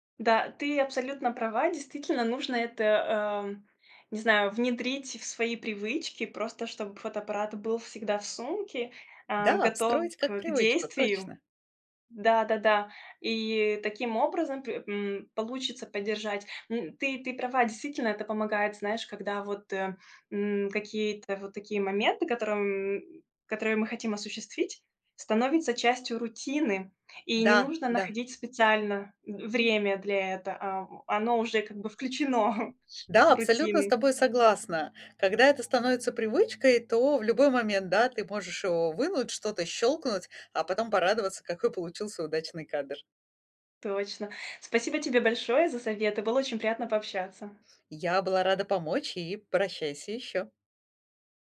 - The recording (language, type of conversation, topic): Russian, advice, Как найти время для хобби при очень плотном рабочем графике?
- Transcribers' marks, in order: tapping; laughing while speaking: "включено"; other background noise